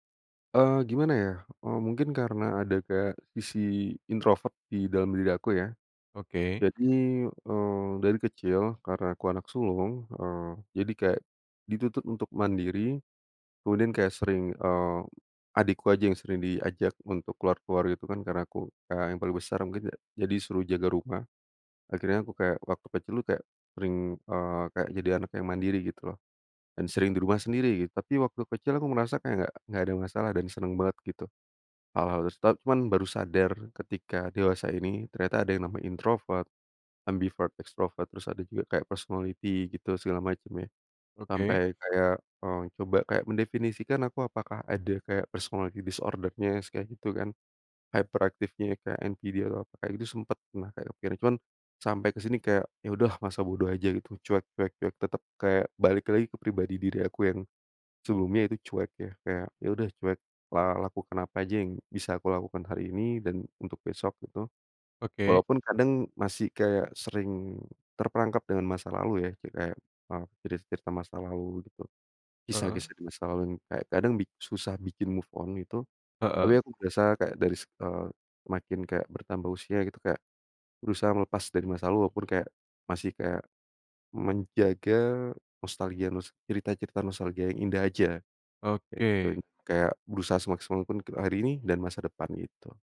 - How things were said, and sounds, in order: in English: "personality"; other background noise; in English: "personality disorder-nya"; in English: "Hyperactive-nya"; in English: "NPD"; in English: "move on"
- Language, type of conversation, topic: Indonesian, podcast, Bagaimana rasanya meditasi santai di alam, dan seperti apa pengalamanmu?